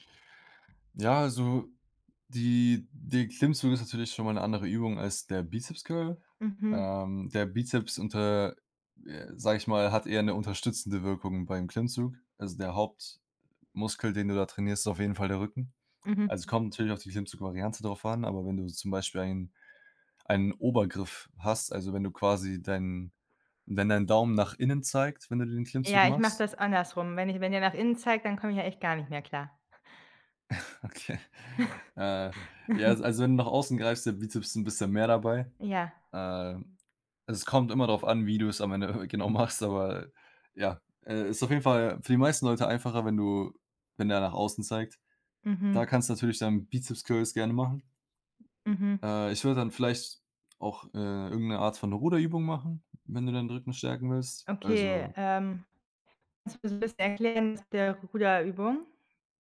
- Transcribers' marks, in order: chuckle; laughing while speaking: "genau"
- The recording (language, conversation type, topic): German, advice, Wie kann ich passende Trainingsziele und einen Trainingsplan auswählen, wenn ich unsicher bin?